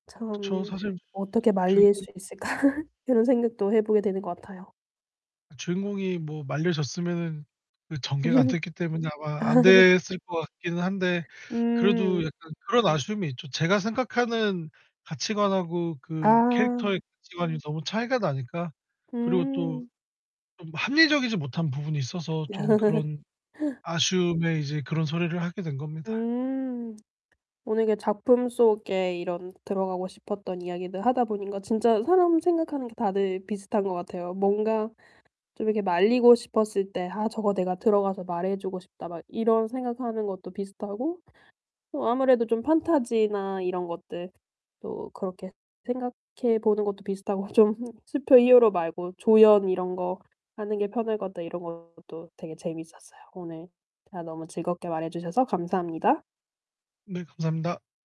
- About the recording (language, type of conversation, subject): Korean, podcast, 작품 속 세계로 직접 들어가 보고 싶었던 적이 있나요?
- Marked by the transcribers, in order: static; laughing while speaking: "있을까?"; laughing while speaking: "음. 아"; background speech; distorted speech; laugh; other background noise; laughing while speaking: "좀"